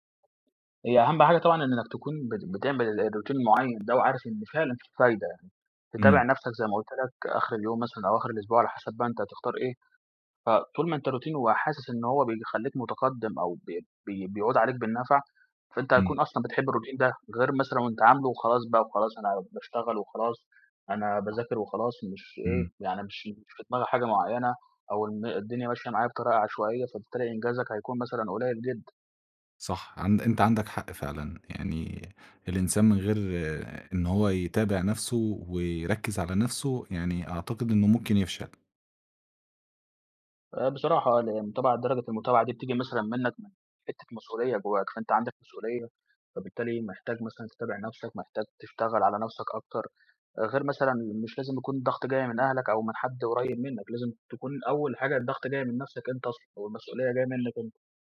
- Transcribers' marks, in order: other background noise; in English: "روتين"; in English: "الروتين"; horn
- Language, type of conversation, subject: Arabic, podcast, إيه روتينك المعتاد الصبح؟